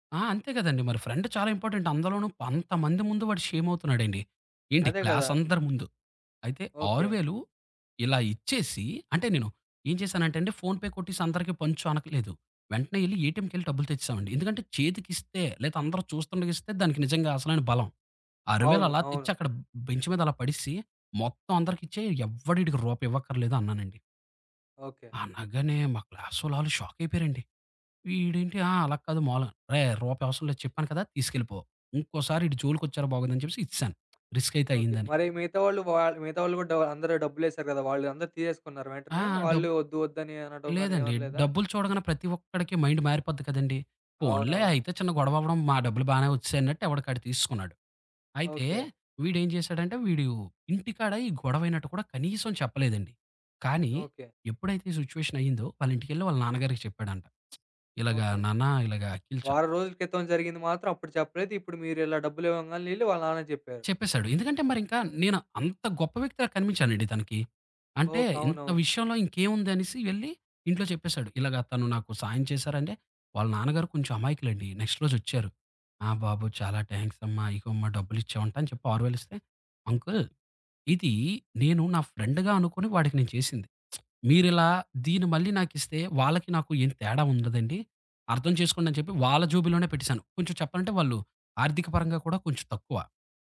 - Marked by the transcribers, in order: in English: "ఫ్రెండ్"; in English: "ఇంపార్టెంట్"; in English: "ఫోన్‌పే"; in English: "బెంచ్"; in English: "క్లాస్"; tapping; in English: "రిస్క్"; in English: "మైండ్"; in English: "సిచ్యువేషన్"; other background noise; in English: "నెక్స్ట్"; in English: "థాంక్స్"; in English: "అంకుల్"; in English: "ఫ్రెండ్‌గా"; lip smack
- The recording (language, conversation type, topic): Telugu, podcast, ఒక రిస్క్ తీసుకుని అనూహ్యంగా మంచి ఫలితం వచ్చిన అనుభవం ఏది?